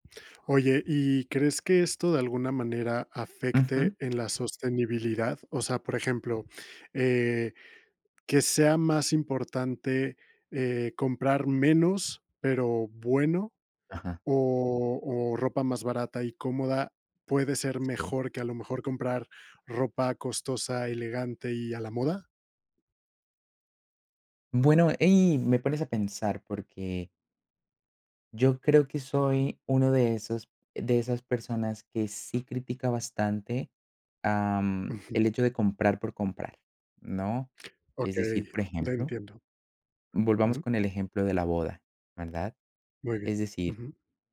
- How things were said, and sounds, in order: none
- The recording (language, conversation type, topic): Spanish, podcast, ¿Qué pesa más para ti: la comodidad o el estilo?
- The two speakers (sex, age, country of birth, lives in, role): male, 30-34, Colombia, Netherlands, guest; male, 35-39, Mexico, Mexico, host